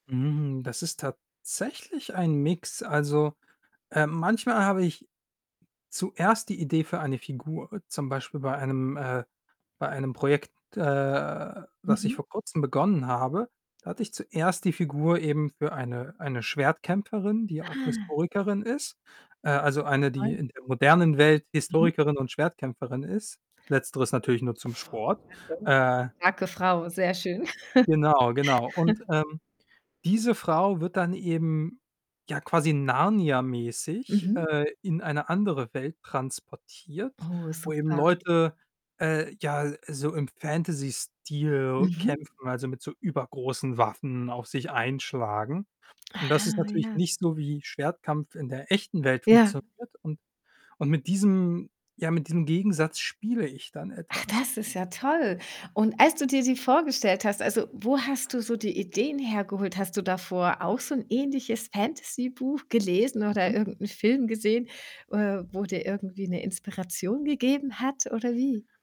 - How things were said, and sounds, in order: other background noise; distorted speech; unintelligible speech; static; unintelligible speech; chuckle
- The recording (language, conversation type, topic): German, podcast, Wie entwickelst du Figuren oder Charaktere?